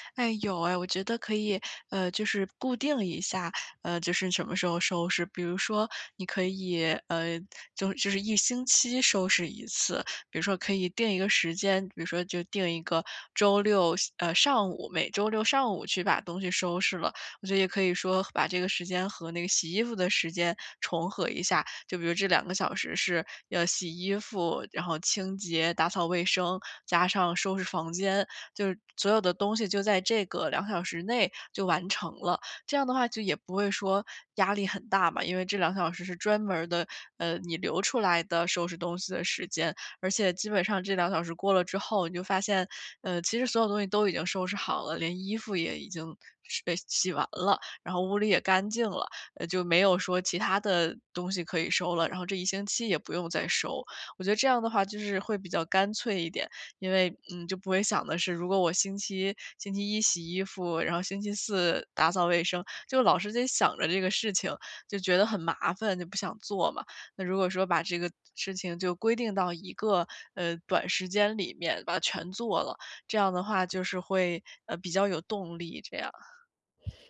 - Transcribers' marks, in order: other background noise
- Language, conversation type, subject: Chinese, advice, 我该如何减少空间里的杂乱来提高专注力？